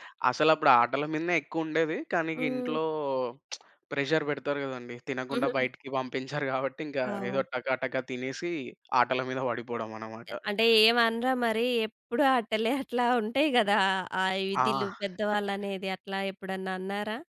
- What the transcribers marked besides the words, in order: lip smack; in English: "ప్రెజర్"; other background noise
- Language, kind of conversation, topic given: Telugu, podcast, మీకు అత్యంత ఇష్టమైన ఋతువు ఏది, అది మీకు ఎందుకు ఇష్టం?